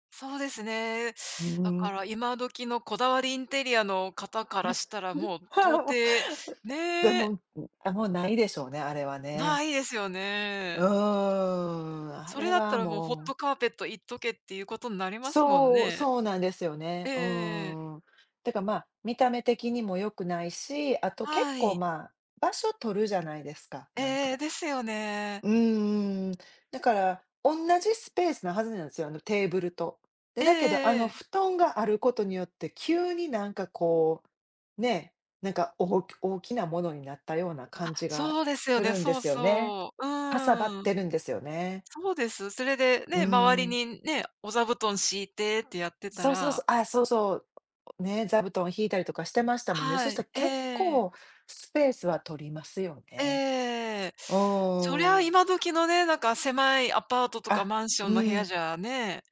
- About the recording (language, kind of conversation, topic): Japanese, unstructured, 冬の暖房にはエアコンとこたつのどちらが良いですか？
- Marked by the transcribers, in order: laugh; laughing while speaking: "はい、もう"; other background noise